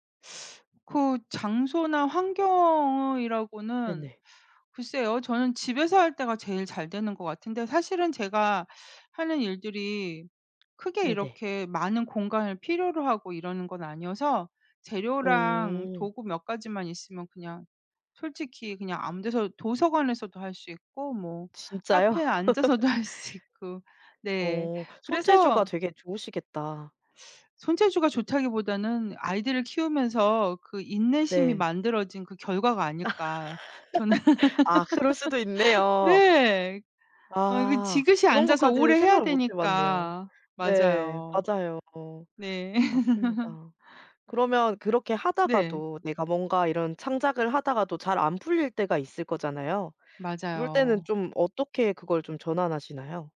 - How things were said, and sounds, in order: teeth sucking; tapping; laugh; laughing while speaking: "할 수 있고"; teeth sucking; laugh; laugh; laugh
- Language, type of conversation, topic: Korean, podcast, 창작 루틴은 보통 어떻게 짜시는 편인가요?